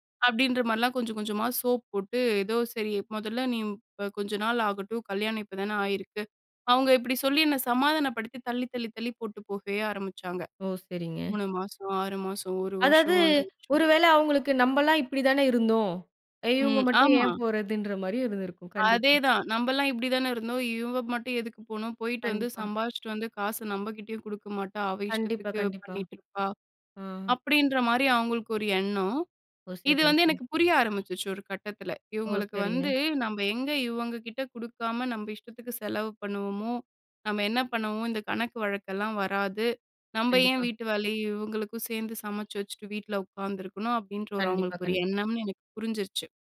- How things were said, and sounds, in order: none
- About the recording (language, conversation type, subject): Tamil, podcast, ஒரு உறவு முடிவடைந்த பிறகு நீங்கள் எப்படி வளர்ந்தீர்கள்?